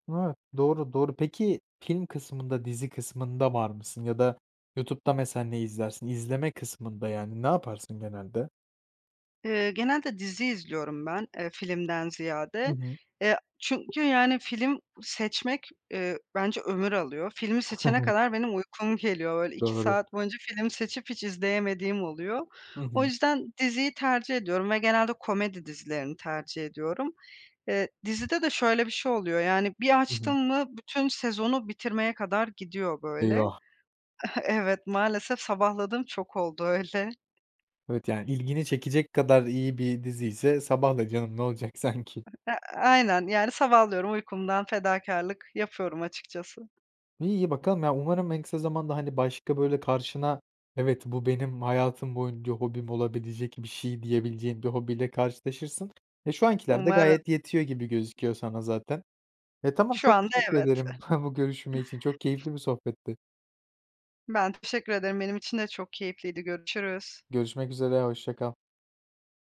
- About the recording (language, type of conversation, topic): Turkish, podcast, Hobiler günlük stresi nasıl azaltır?
- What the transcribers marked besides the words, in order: tapping; unintelligible speech; laughing while speaking: "Evet"; laughing while speaking: "öyle"; laughing while speaking: "sanki"; laughing while speaking: "bu"; giggle; other background noise